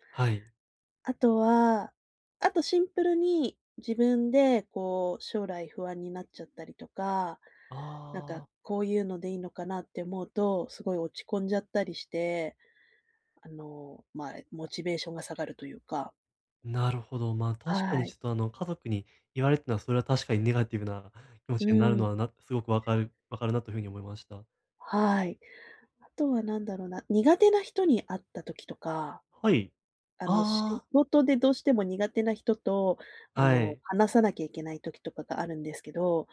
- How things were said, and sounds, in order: other background noise
- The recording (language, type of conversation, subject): Japanese, advice, 感情が激しく揺れるとき、どうすれば受け入れて落ち着き、うまくコントロールできますか？